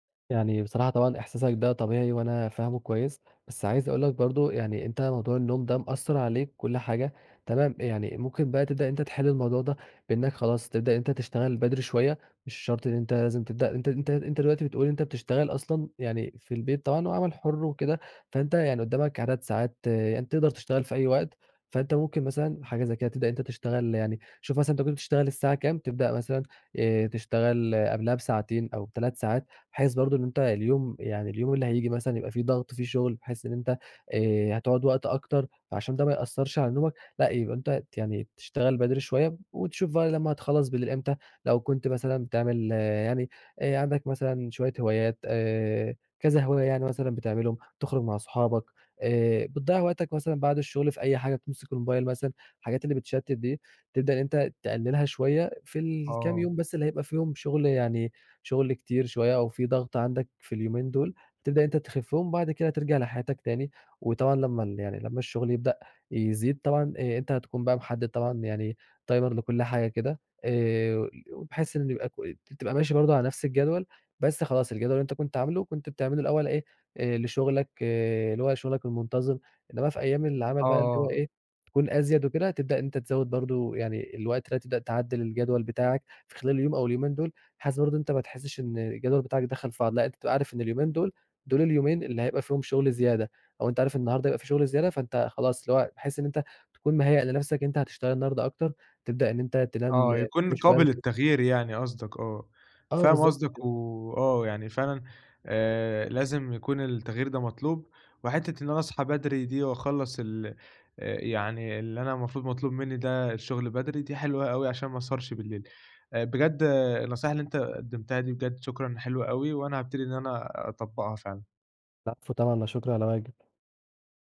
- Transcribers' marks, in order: in English: "Timer"
- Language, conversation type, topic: Arabic, advice, إزاي أوازن بين فترات الشغل المكثّف والاستراحات اللي بتجدّد طاقتي طول اليوم؟